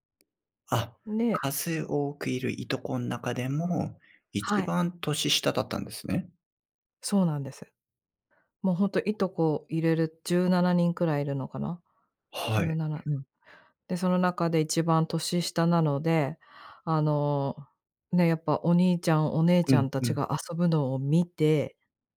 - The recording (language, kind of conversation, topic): Japanese, podcast, 子どもの頃の一番の思い出は何ですか？
- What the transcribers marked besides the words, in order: none